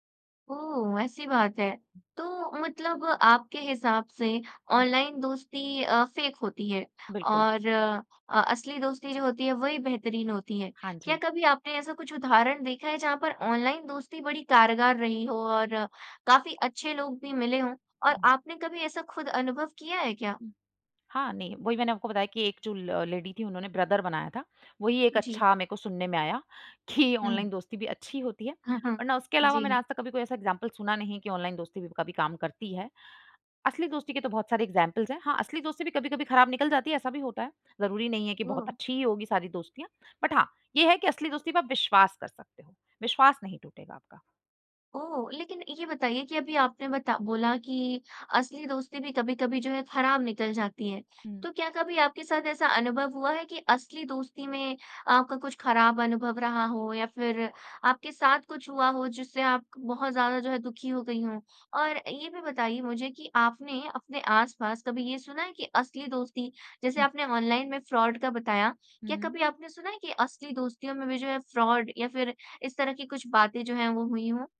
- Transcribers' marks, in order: in English: "फ़ेक"; in English: "लेडी"; in English: "ब्रदर"; laughing while speaking: "कि"; in English: "एक्ज़ाम्पल"; in English: "एक्ज़ाम्पल्स"; in English: "बट"; in English: "फ्रॉड"; in English: "फ्रॉड"
- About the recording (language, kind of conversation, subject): Hindi, podcast, ऑनलाइन दोस्तों और असली दोस्तों में क्या फर्क लगता है?